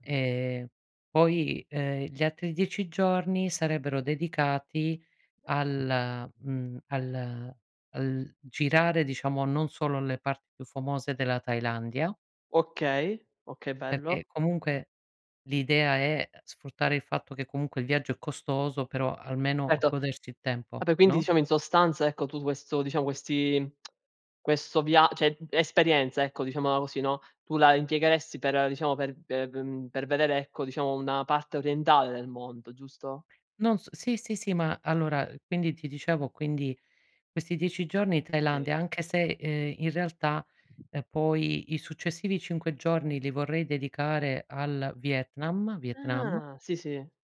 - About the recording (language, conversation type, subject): Italian, unstructured, Qual è il viaggio dei tuoi sogni e perché?
- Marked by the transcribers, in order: other background noise; "Certo" said as "eto"; lip smack; "cioè" said as "ceh"; tapping